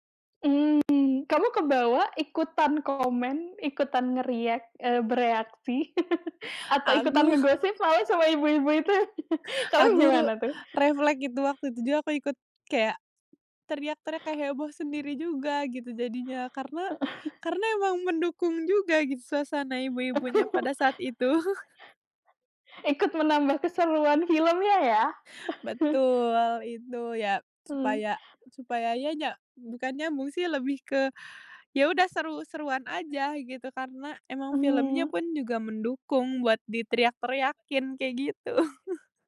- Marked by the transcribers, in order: in English: "nge-react"; chuckle; chuckle; background speech; chuckle; chuckle; chuckle; other background noise; chuckle
- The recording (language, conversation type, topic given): Indonesian, podcast, Kamu lebih suka menonton di bioskop atau di rumah, dan kenapa?